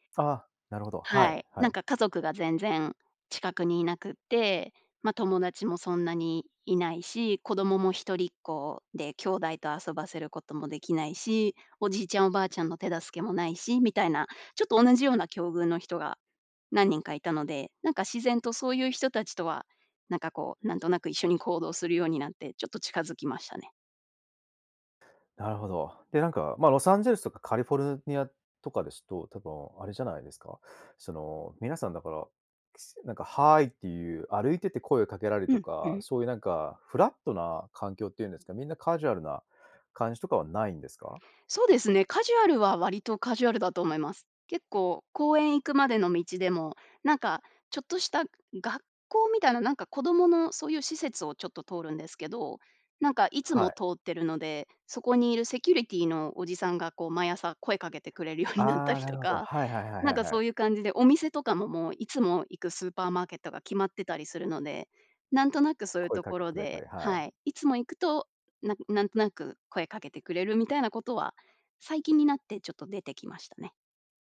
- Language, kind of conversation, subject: Japanese, podcast, 孤立を感じた経験はありますか？
- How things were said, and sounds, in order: in English: "Hi"; laughing while speaking: "くれるようになったりとか"